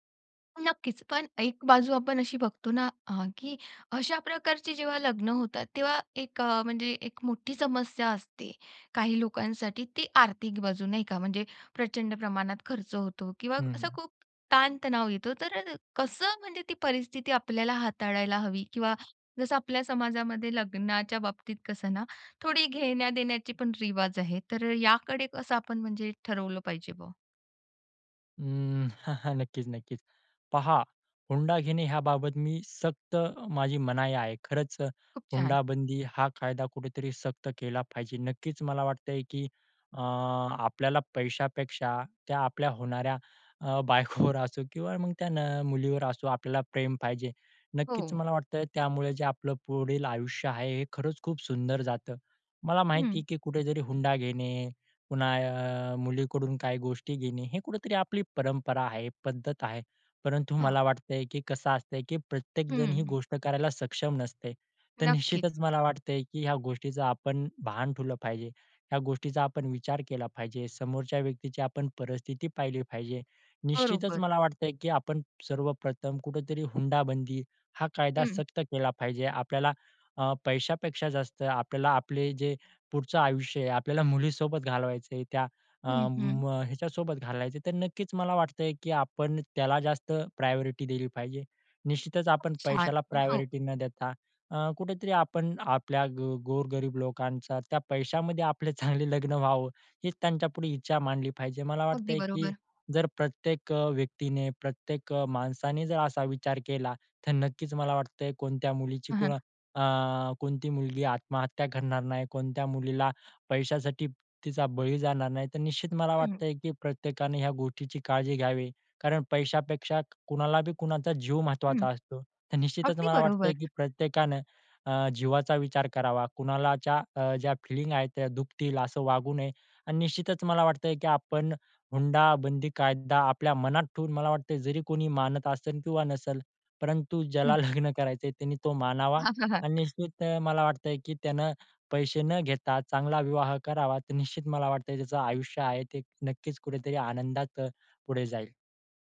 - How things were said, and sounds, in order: chuckle; laughing while speaking: "बायकोवर"; in English: "प्रायोरिटी"; in English: "प्रायोरिटी"; laughing while speaking: "चांगले लग्न व्हावं"; "गोष्टीची" said as "गोटीची"; in English: "फीलिंग"; laughing while speaking: "लग्न"; chuckle
- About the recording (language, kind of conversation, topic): Marathi, podcast, तुमच्या कुटुंबात लग्नाची पद्धत कशी असायची?